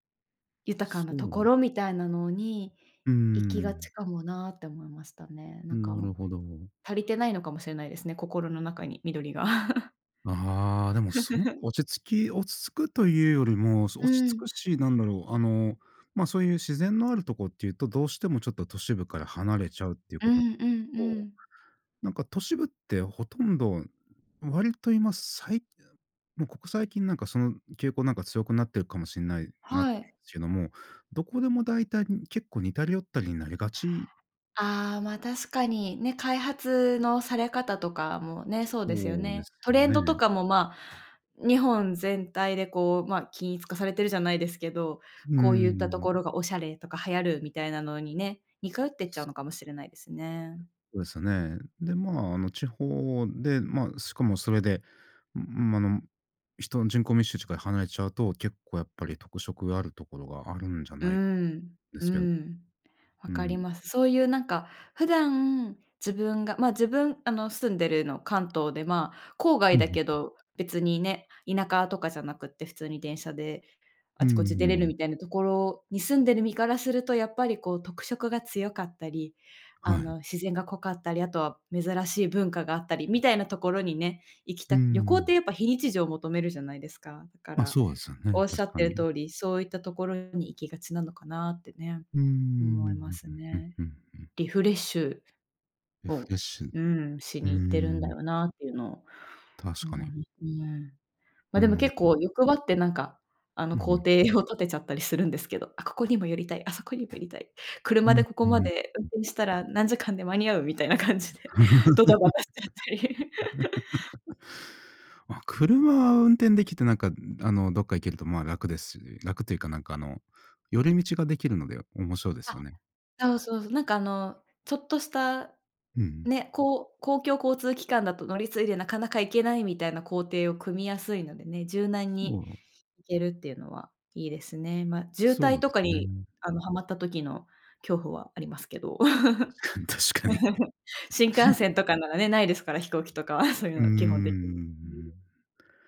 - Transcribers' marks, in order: other noise; chuckle; laugh; unintelligible speech; other background noise; laughing while speaking: "みたいな感じでドタバタしちゃったり"; laugh; laugh; laugh; laughing while speaking: "確かに 確かに"
- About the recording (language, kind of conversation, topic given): Japanese, unstructured, 旅行するとき、どんな場所に行きたいですか？